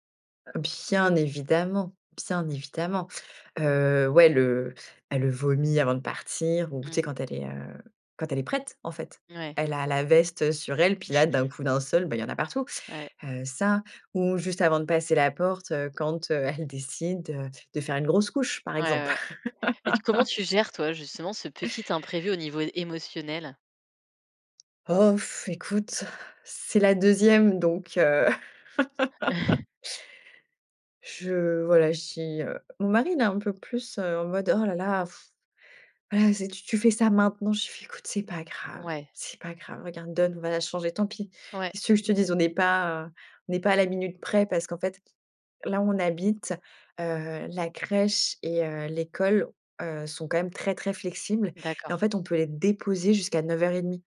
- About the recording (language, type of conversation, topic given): French, podcast, Comment vous organisez-vous les matins où tout doit aller vite avant l’école ?
- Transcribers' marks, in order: stressed: "Bien évidemment"; chuckle; other background noise; laugh; chuckle; laugh; sigh; stressed: "déposer"